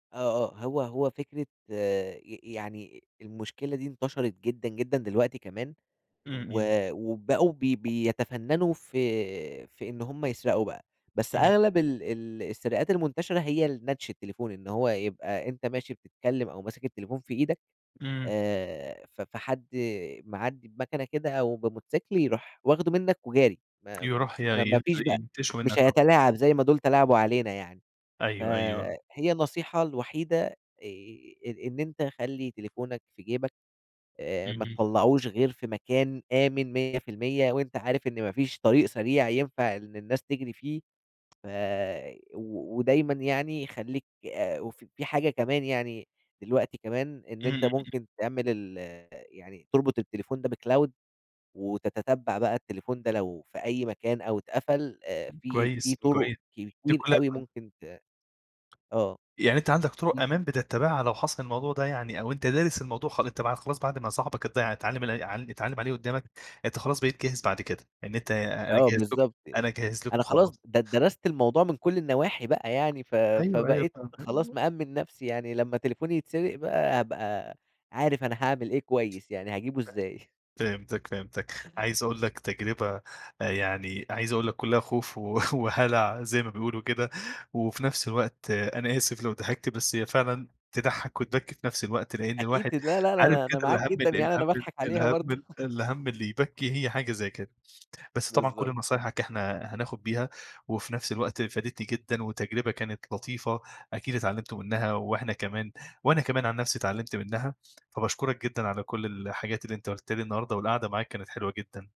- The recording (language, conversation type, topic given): Arabic, podcast, تحكيلي عن مرة ضاع منك تليفونك أو أي حاجة مهمة؟
- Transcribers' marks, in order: tapping; in English: "بcloud"; unintelligible speech; chuckle; chuckle; giggle